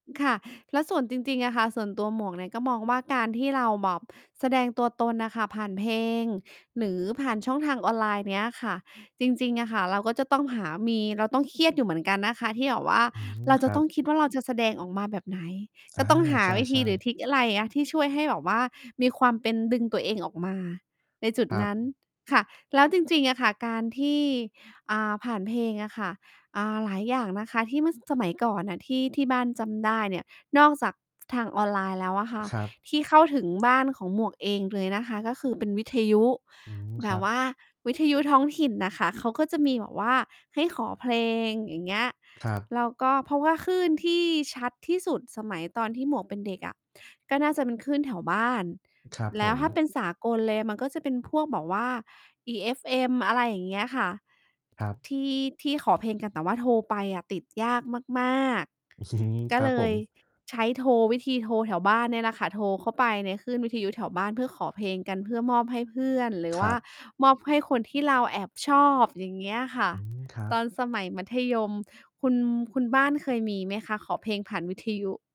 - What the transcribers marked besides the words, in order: distorted speech; other noise; other background noise; laughing while speaking: "อืม"
- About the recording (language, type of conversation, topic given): Thai, unstructured, เมื่อคุณอยากแสดงความเป็นตัวเอง คุณมักจะทำอย่างไร?